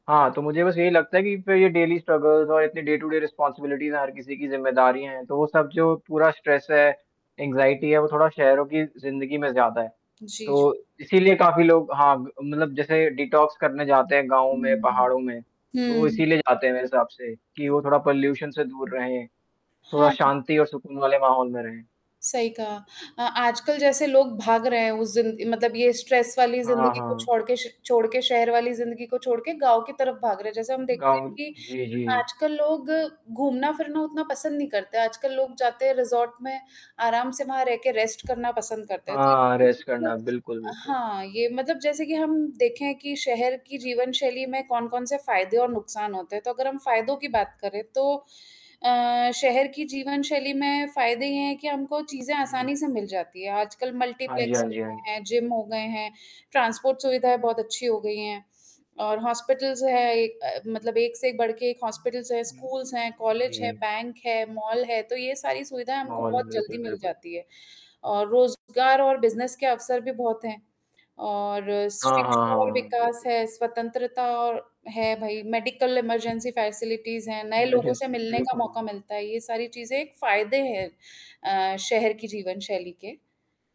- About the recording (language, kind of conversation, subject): Hindi, unstructured, आप शहर में रहना पसंद करेंगे या गाँव में रहना?
- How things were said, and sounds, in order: in English: "डेली स्ट्रगल्स"; in English: "डे टू डे रिस्पॉन्सिबिलिटीज़"; in English: "स्ट्रेस"; in English: "एंग्जायटी"; static; distorted speech; in English: "पोल्यूशन"; in English: "स्ट्रेस"; in English: "रेस्ट"; in English: "रेस्ट"; other background noise; background speech; in English: "ट्रांसपोर्ट"; in English: "हॉस्पिटल्स"; other noise; in English: "हॉस्पिटल्स"; in English: "स्कूल्स"; in English: "फैसिलिटीज़"; unintelligible speech